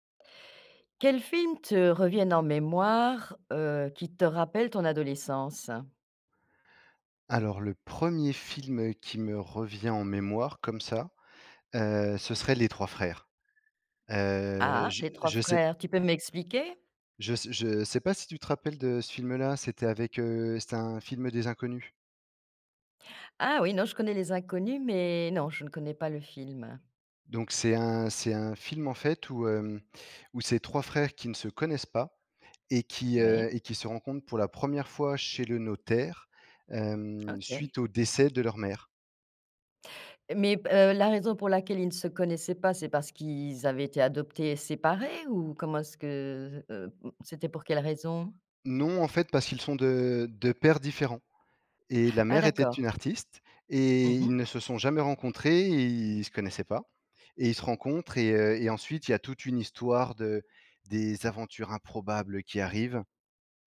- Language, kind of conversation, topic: French, podcast, Quels films te reviennent en tête quand tu repenses à ton adolescence ?
- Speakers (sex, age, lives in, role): female, 60-64, France, host; male, 35-39, France, guest
- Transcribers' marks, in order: tapping